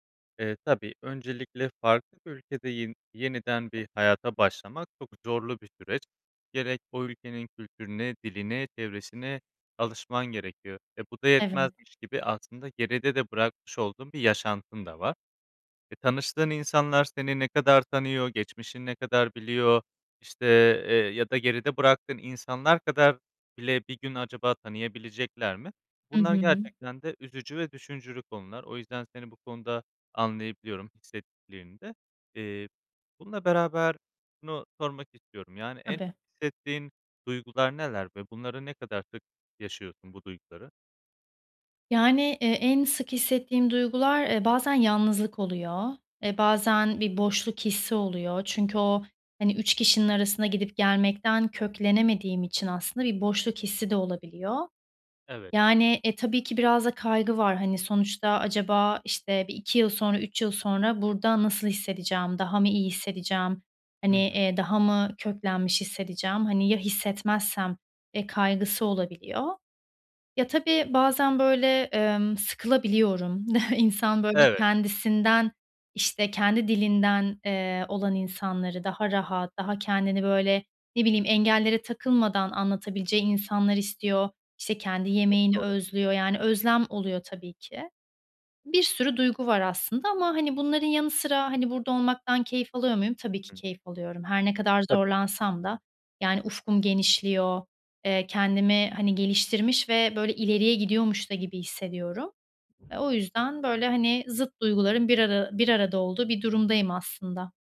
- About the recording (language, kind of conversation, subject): Turkish, advice, Büyük bir hayat değişikliğinden sonra kimliğini yeniden tanımlamakta neden zorlanıyorsun?
- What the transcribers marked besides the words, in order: other background noise; "düşündürücü" said as "düşüncürü"; chuckle; tapping